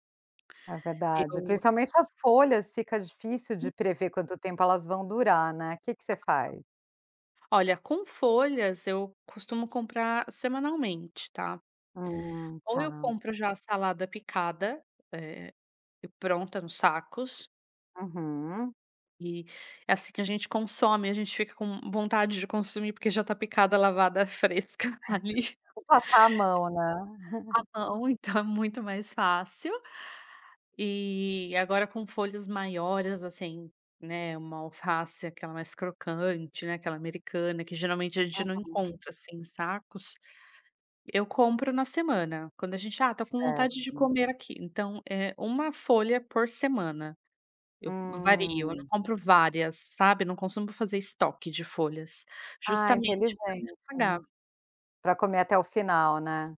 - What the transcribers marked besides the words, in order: unintelligible speech; unintelligible speech; other noise; chuckle
- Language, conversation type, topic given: Portuguese, podcast, Como evitar o desperdício na cozinha do dia a dia?